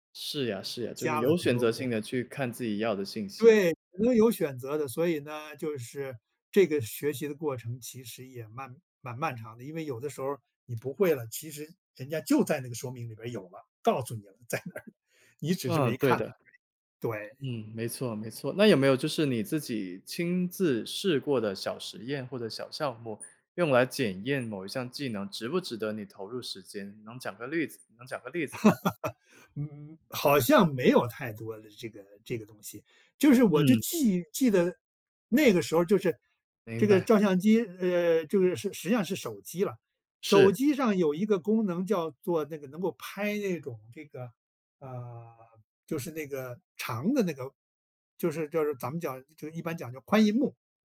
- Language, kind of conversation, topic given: Chinese, podcast, 面对信息爆炸时，你会如何筛选出值得重新学习的内容？
- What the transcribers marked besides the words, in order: tapping; laughing while speaking: "在那儿"; other background noise; chuckle